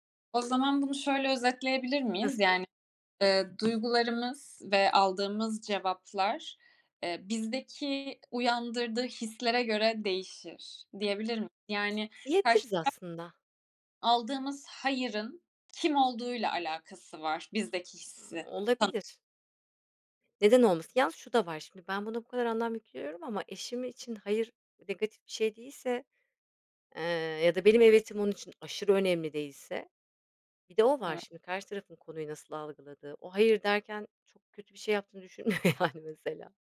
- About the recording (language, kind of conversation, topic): Turkish, podcast, Açıkça “hayır” demek sana zor geliyor mu?
- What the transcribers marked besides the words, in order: tapping; other background noise; laughing while speaking: "yani"